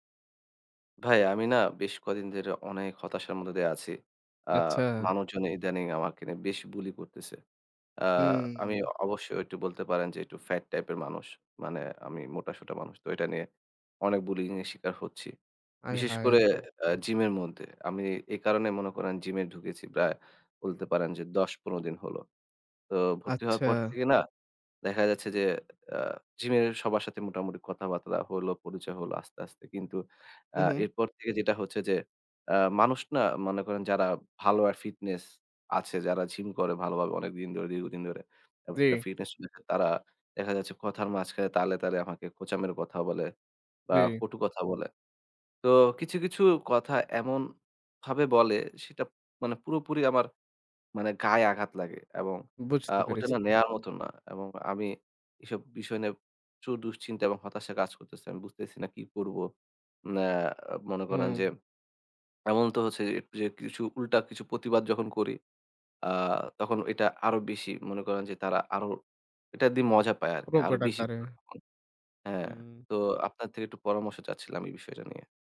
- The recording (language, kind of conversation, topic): Bengali, advice, জিমে লজ্জা বা অন্যদের বিচারে অস্বস্তি হয় কেন?
- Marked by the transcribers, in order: unintelligible speech